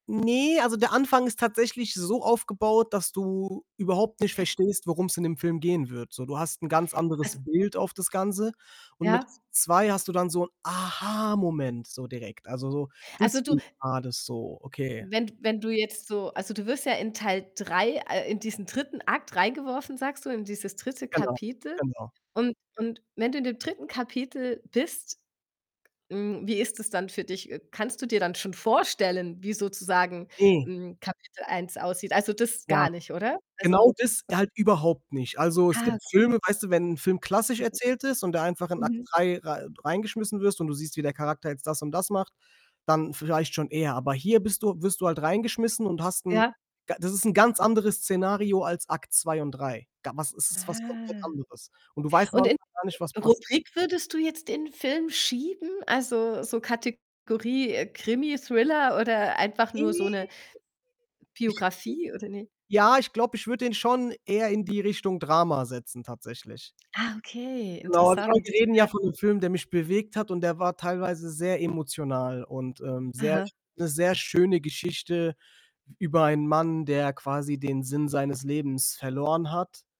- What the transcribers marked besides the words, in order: distorted speech; stressed: "Aha-Moment"; other background noise; unintelligible speech; unintelligible speech; drawn out: "Ah"; unintelligible speech; unintelligible speech
- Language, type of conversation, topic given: German, podcast, Welcher Film hat dich besonders bewegt?
- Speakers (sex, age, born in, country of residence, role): female, 40-44, Germany, Germany, host; male, 25-29, Germany, Germany, guest